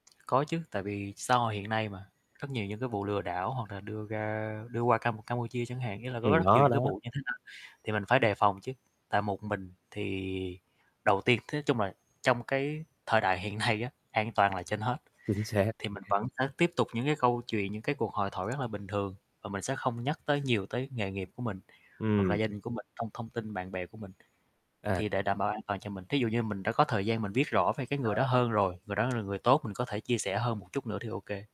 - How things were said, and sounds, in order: distorted speech; tapping; other background noise; laughing while speaking: "nay"; chuckle
- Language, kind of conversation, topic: Vietnamese, podcast, Bạn thường bắt chuyện với người lạ bằng cách nào?